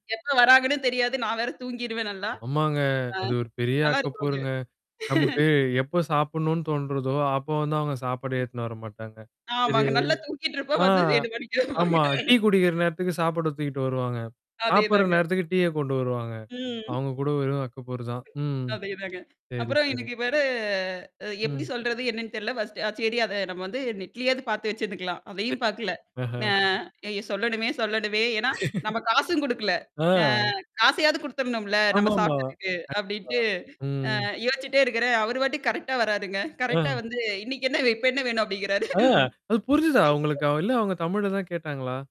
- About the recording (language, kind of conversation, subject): Tamil, podcast, மொழி தெரியாமல் நீங்கள் தொலைந்த அனுபவம் உங்களுக்கு இருக்கிறதா?
- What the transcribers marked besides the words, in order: tapping; laugh; other background noise; mechanical hum; laughing while speaking: "நல்லா தூக்கிட்டு இருப்போம். வந்து என்ன"; "தூங்கிட்டு" said as "தூக்கிட்டு"; unintelligible speech; other noise; in English: "ஃபர்ஸ்ட்"; laugh; background speech; distorted speech; in English: "கரெக்ட்டா"; in English: "கரெக்ட்டா"; laughing while speaking: "அப்பிடிங்கிறாரு"; chuckle